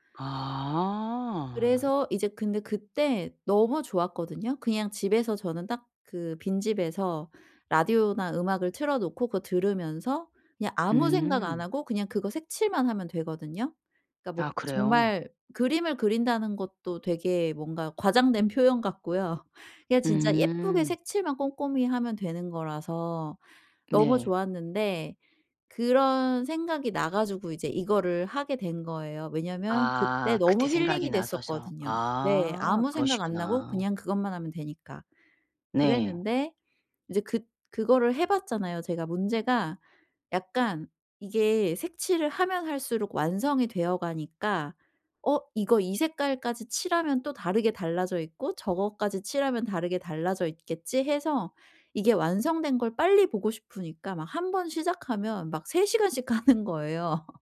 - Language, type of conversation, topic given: Korean, advice, 일과 취미의 균형을 어떻게 잘 맞출 수 있을까요?
- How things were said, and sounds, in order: tapping